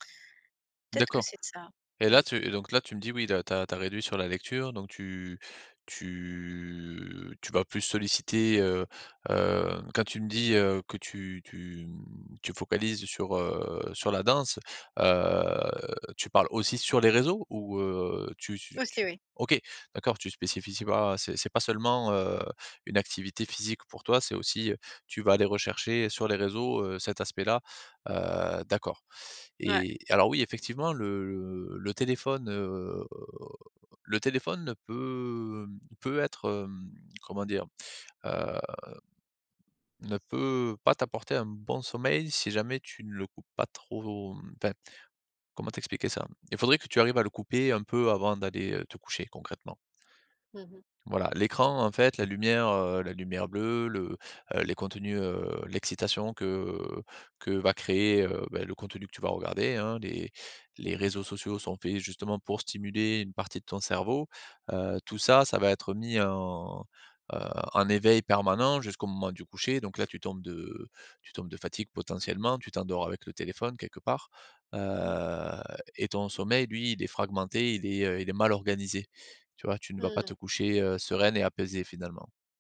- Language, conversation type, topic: French, advice, Comment améliorer ma récupération et gérer la fatigue pour dépasser un plateau de performance ?
- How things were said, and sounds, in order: drawn out: "tu"; drawn out: "heu"; drawn out: "heu"